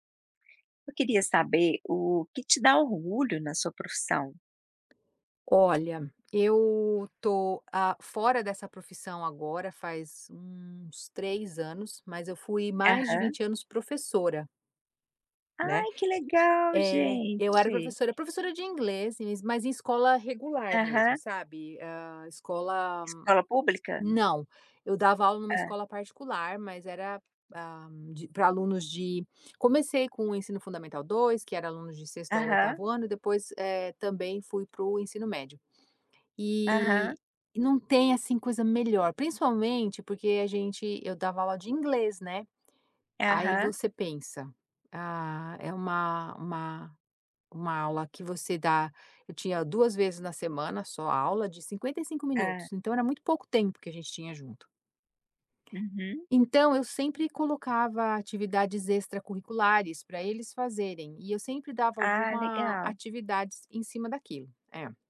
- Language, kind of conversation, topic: Portuguese, podcast, O que te dá orgulho na sua profissão?
- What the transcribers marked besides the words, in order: other background noise; tapping